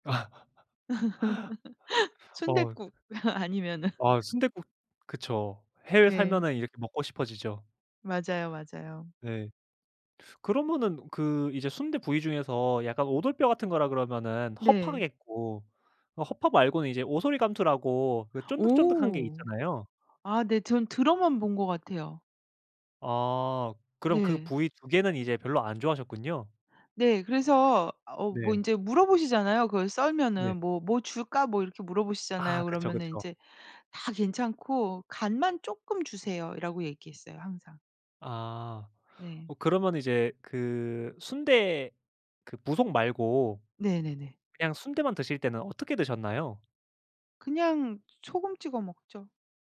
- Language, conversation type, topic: Korean, podcast, 가장 좋아하는 길거리 음식은 무엇인가요?
- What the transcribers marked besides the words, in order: laugh; laughing while speaking: "아니면은"